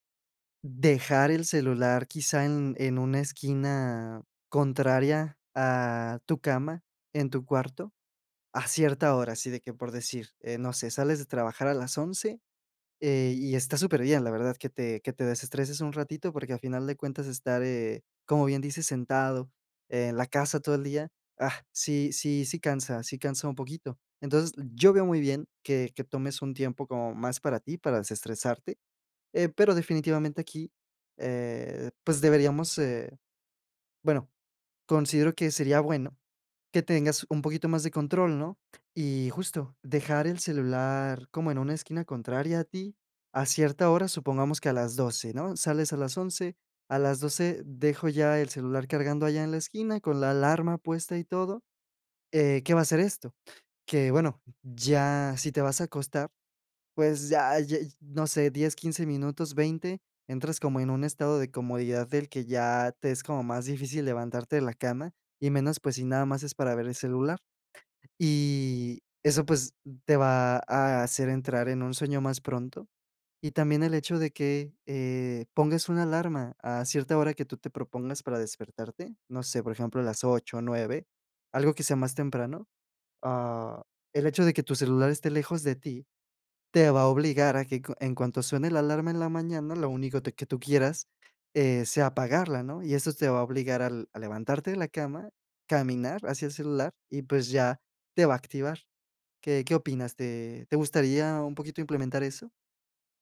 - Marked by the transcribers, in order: none
- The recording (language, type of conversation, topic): Spanish, advice, ¿Cómo puedo saber si estoy entrenando demasiado y si estoy demasiado cansado?